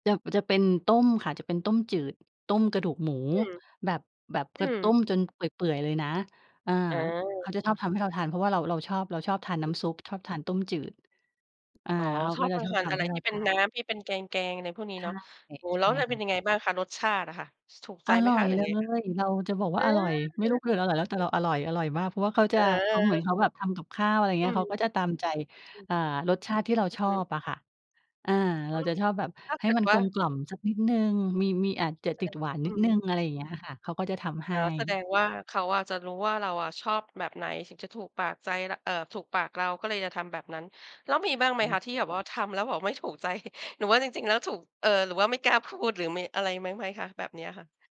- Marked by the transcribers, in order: tapping; laughing while speaking: "ถูกใจ"
- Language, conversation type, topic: Thai, podcast, คุณคิดอย่างไรเกี่ยวกับการให้พื้นที่ส่วนตัวในความสัมพันธ์ของคู่รัก?